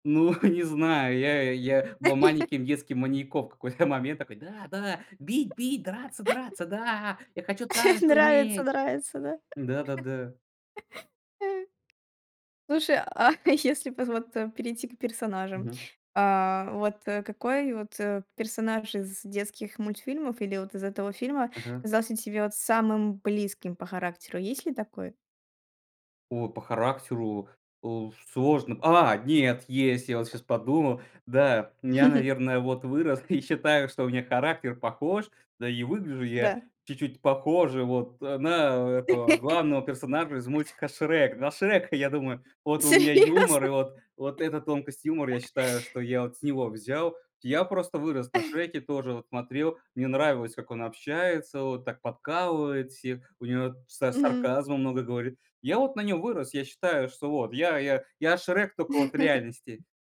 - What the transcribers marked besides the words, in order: chuckle; laugh; laughing while speaking: "какой-то"; laugh; laugh; tapping; laughing while speaking: "если"; other background noise; laugh; laughing while speaking: "и"; laugh; laughing while speaking: "Серьёзно?"; laugh; chuckle; laugh
- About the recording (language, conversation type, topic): Russian, podcast, Какие мультфильмы или фильмы из детства оставили у вас самый сильный след?